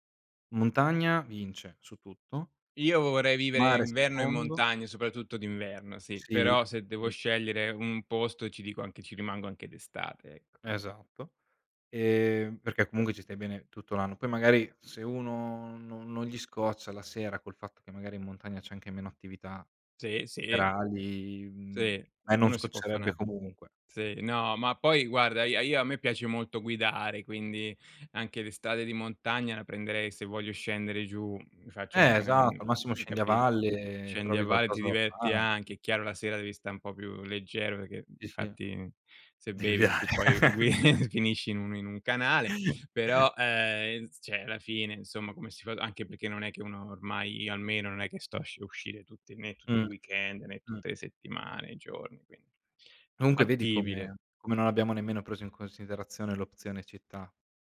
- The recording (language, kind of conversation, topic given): Italian, unstructured, Cosa preferisci tra mare, montagna e città?
- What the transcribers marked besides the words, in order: "serali" said as "erali"; "una" said as "na"; "strade" said as "estade"; "una" said as "na"; "Sì" said as "ì"; laughing while speaking: "Di guidare"; chuckle; "cioè" said as "ceh"; "Comunque" said as "ounque"